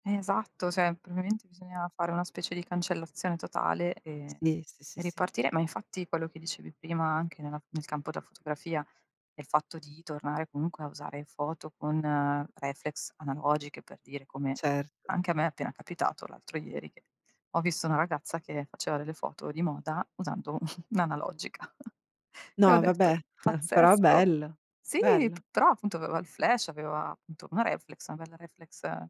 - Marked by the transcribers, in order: tapping; "probabilmente" said as "proabimente"; chuckle
- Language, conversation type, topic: Italian, unstructured, Cosa ti piace di più del tuo lavoro?